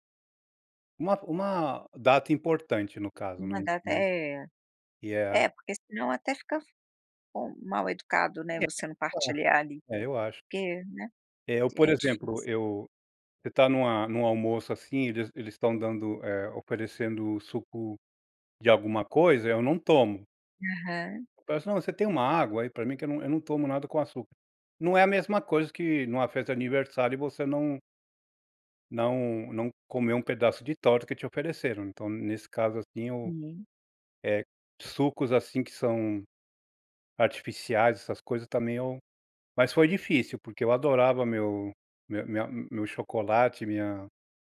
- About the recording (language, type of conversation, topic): Portuguese, podcast, Qual pequena mudança teve grande impacto na sua saúde?
- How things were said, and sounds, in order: unintelligible speech; unintelligible speech; unintelligible speech